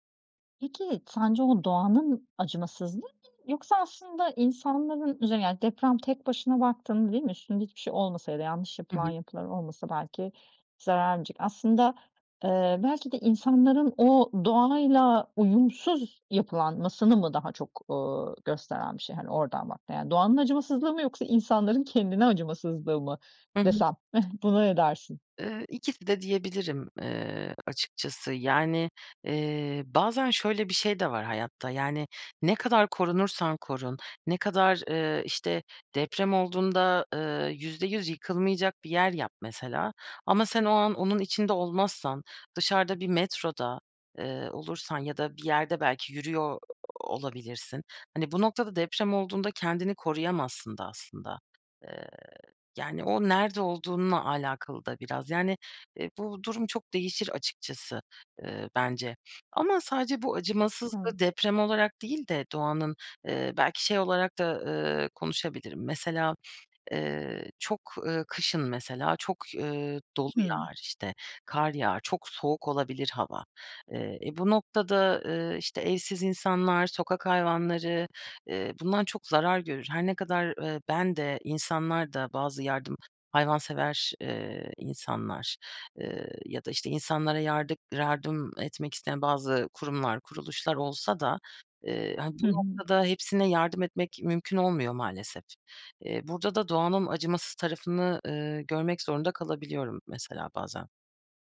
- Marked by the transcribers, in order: tapping; other background noise
- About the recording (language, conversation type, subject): Turkish, podcast, Doğa sana hangi hayat derslerini öğretmiş olabilir?